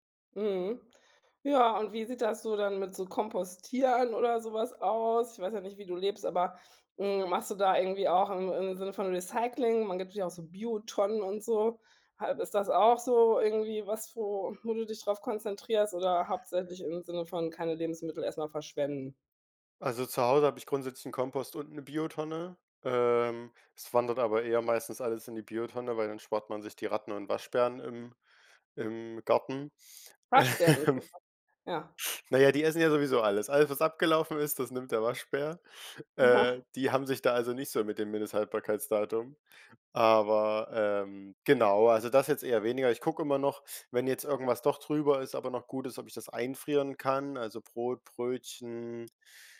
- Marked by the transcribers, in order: laugh; unintelligible speech
- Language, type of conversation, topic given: German, podcast, Wie kann man Lebensmittelverschwendung sinnvoll reduzieren?